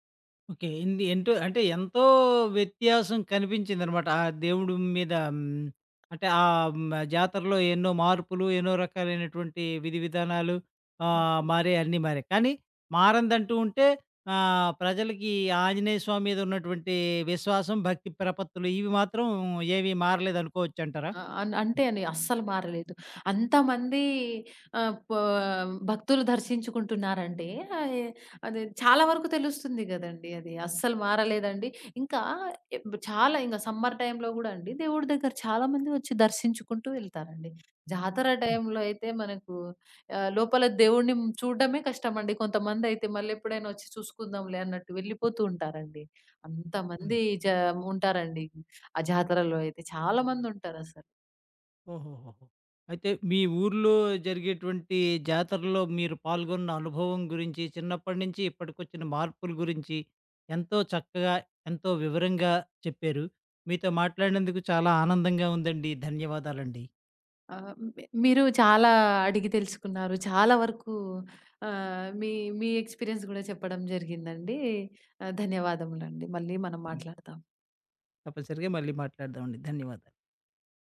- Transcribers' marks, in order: in English: "సమ్మర్ టైమ్‌లో"; in English: "ఎక్స్‌పీరియన్స్"; tapping
- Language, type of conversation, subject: Telugu, podcast, మీ ఊర్లో జరిగే జాతరల్లో మీరు ఎప్పుడైనా పాల్గొన్న అనుభవం ఉందా?